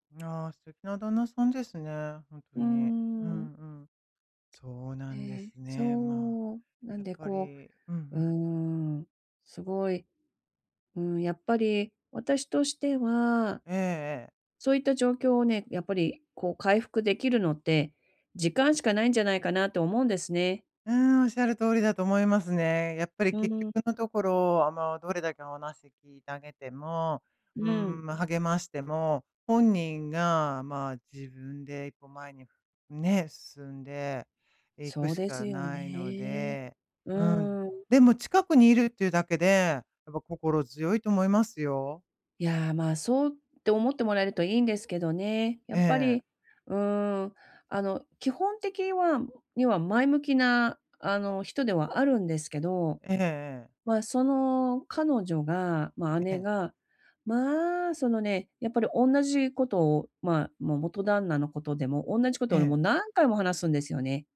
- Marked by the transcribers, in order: other noise
- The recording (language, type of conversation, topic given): Japanese, advice, 別れで失った自信を、日々の習慣で健康的に取り戻すにはどうすればよいですか？